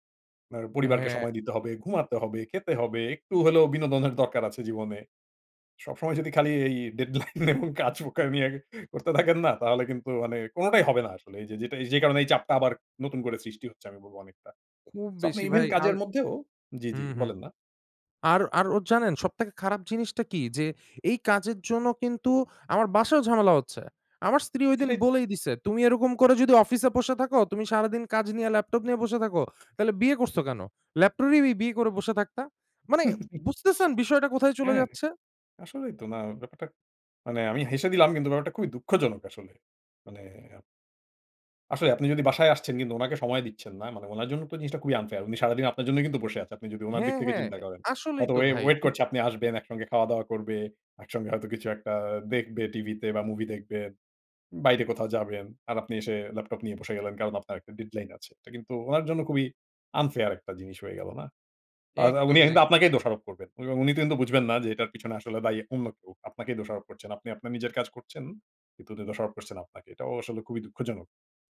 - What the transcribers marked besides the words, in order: laughing while speaking: "বিনোদনের দরকার আছে জীবনে। সবসময় … হবে না আসলে"; unintelligible speech; put-on voice: "তুমি এরকম করে যদি অফিসে … করে বসে থাকতা"; "ল্যাপটপই" said as "ল্যাপটরিই"; angry: "মানে বুঝতেছেন বিষয়টা কোথায় চলে যাচ্ছে?"; chuckle; in English: "unfair"; in English: "deadline"; in English: "unfair"; "কিন্তু" said as "এন্তু"
- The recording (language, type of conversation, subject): Bengali, advice, ডেডলাইন চাপের মধ্যে নতুন চিন্তা বের করা এত কঠিন কেন?